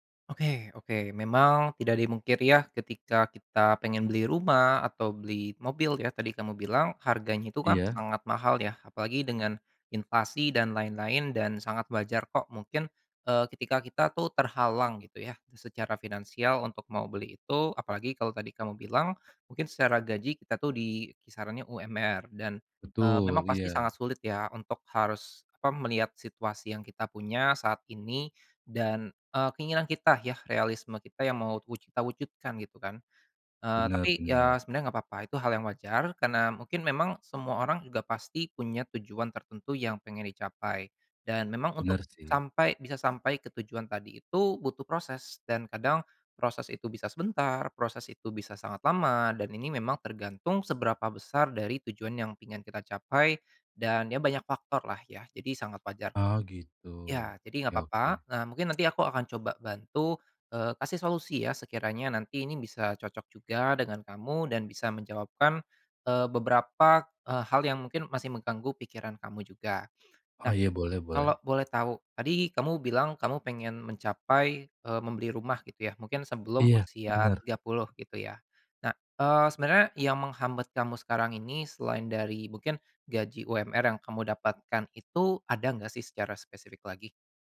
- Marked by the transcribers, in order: none
- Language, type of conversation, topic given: Indonesian, advice, Bagaimana cara menyeimbangkan optimisme dan realisme tanpa mengabaikan kenyataan?